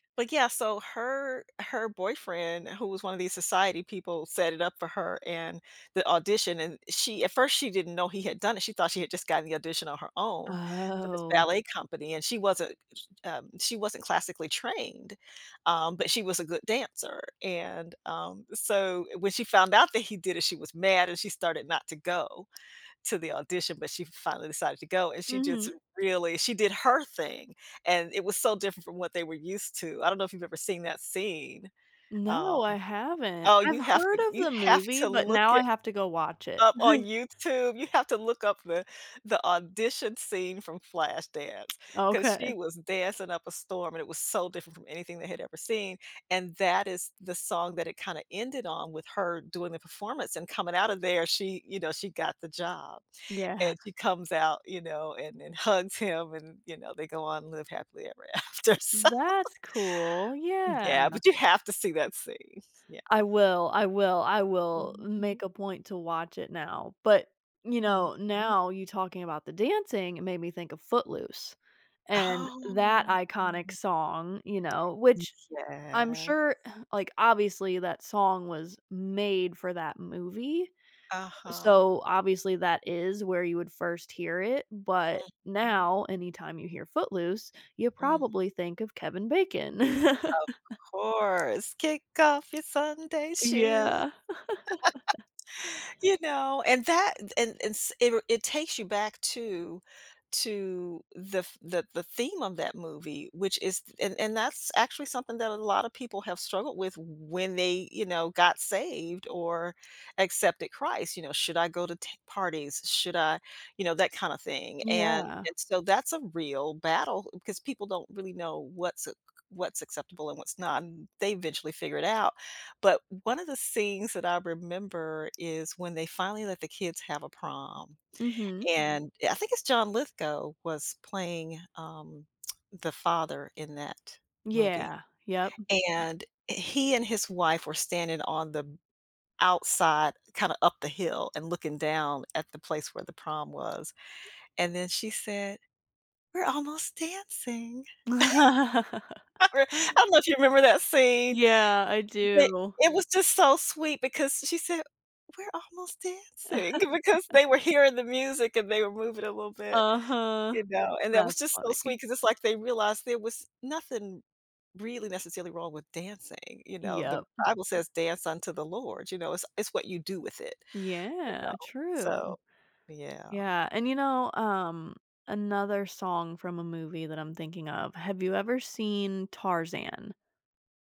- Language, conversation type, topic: English, unstructured, How can I stop a song from bringing back movie memories?
- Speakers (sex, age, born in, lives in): female, 25-29, United States, United States; female, 60-64, United States, United States
- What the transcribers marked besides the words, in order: chuckle; other background noise; laughing while speaking: "ever after, so"; background speech; scoff; laugh; singing: "Kick off your Sunday shoes"; laugh; laugh; lip smack; put-on voice: "We're almost dancing"; laugh; laugh; put-on voice: "We're almost dancing"; laugh